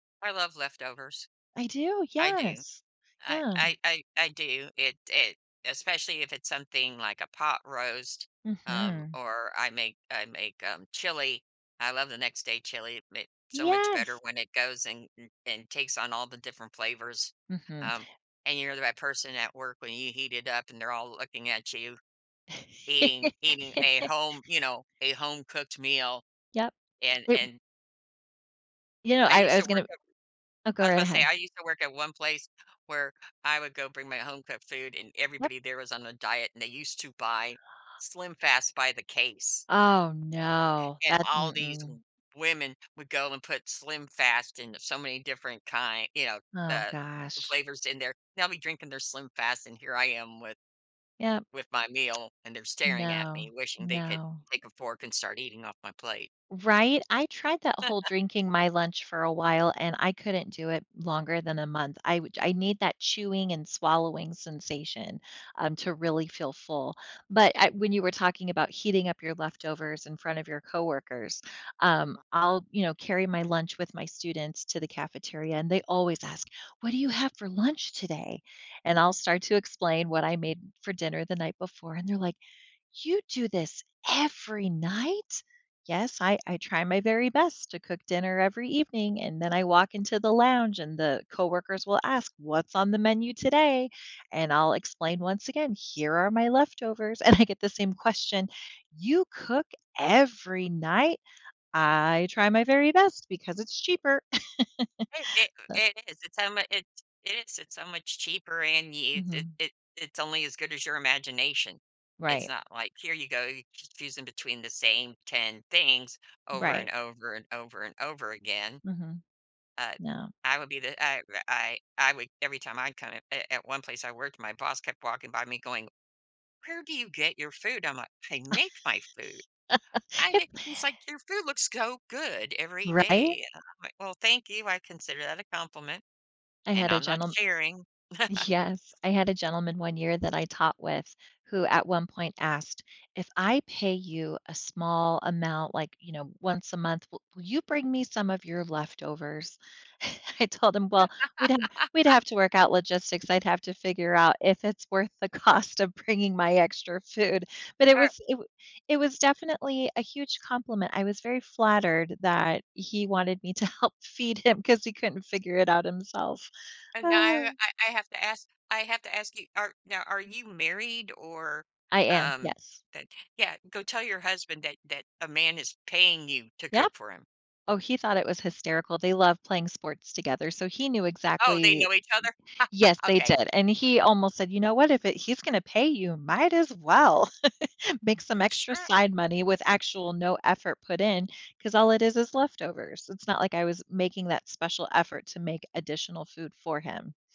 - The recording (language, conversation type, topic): English, unstructured, How can I tweak my routine for a rough day?
- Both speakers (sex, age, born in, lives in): female, 45-49, United States, United States; female, 55-59, United States, United States
- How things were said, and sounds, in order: laugh; tapping; tsk; laugh; other background noise; stressed: "every"; laughing while speaking: "and I get"; laugh; laugh; "so" said as "go"; laugh; chuckle; laughing while speaking: "I told him"; laugh; laughing while speaking: "cost of bringing my extra food"; laughing while speaking: "help feed him"; sigh; stressed: "paying"; laugh; laugh